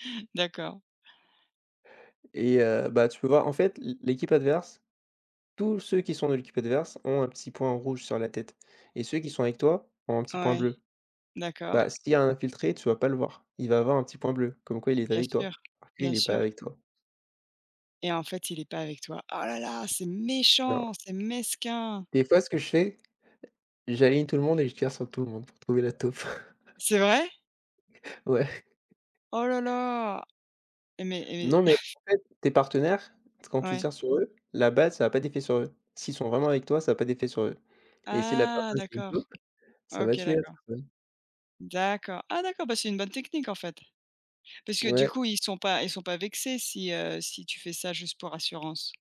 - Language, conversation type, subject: French, unstructured, Comment les jeux vidéo peuvent-ils favoriser la coopération plutôt que la compétition ?
- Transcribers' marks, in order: stressed: "tous"; tapping; stressed: "méchant"; stressed: "mesquin"; laughing while speaking: "pour trouver la taupe"; surprised: "C'est vrai ?"; laughing while speaking: "Ouais"; chuckle; drawn out: "Ah !"